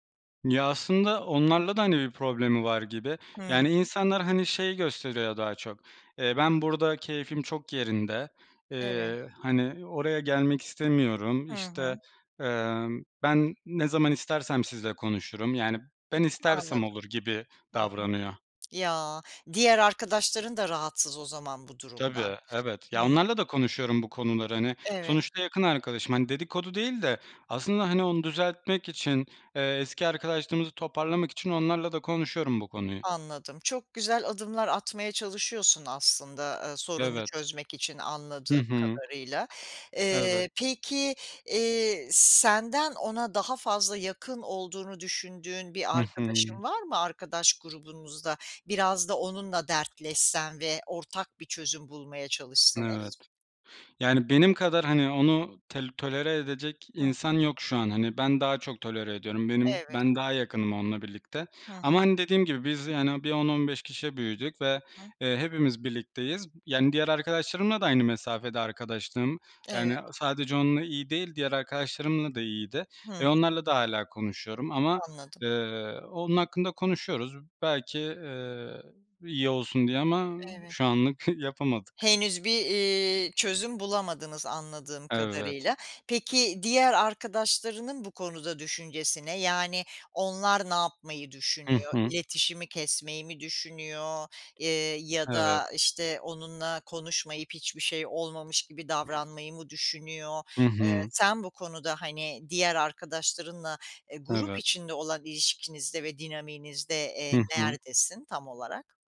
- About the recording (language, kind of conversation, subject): Turkish, advice, Sürekli tartışma yaşıyor ve iletişim kopukluğu hissediyorsanız, durumu anlatabilir misiniz?
- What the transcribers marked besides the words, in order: tsk; other background noise; chuckle